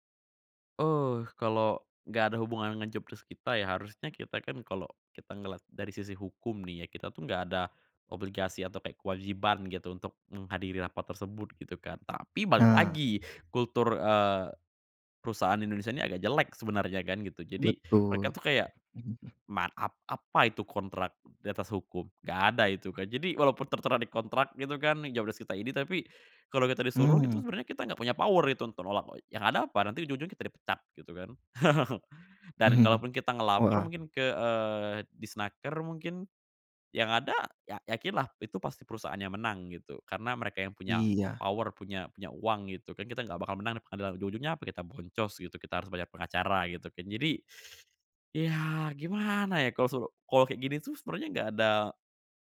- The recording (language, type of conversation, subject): Indonesian, podcast, Gimana kamu menjaga keseimbangan kerja dan kehidupan pribadi?
- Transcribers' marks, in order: in English: "job desc"; tapping; chuckle; in English: "power"; chuckle; in English: "power"